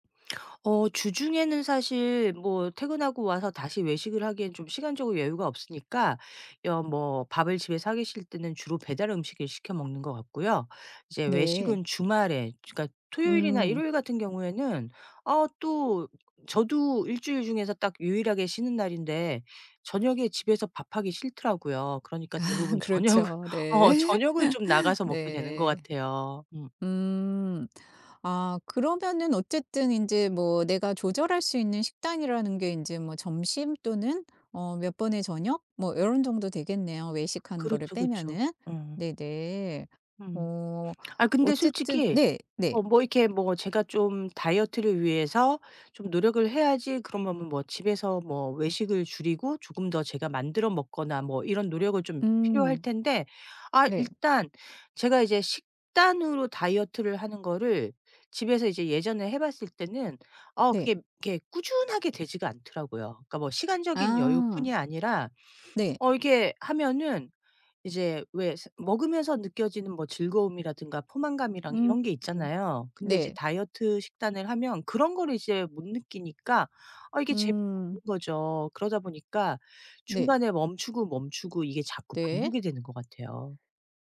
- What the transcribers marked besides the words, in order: other background noise; laughing while speaking: "아 그렇죠"; laughing while speaking: "저녁을"; laugh; tapping
- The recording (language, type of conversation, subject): Korean, advice, 다이어트 계획을 오래 지키지 못하는 이유는 무엇인가요?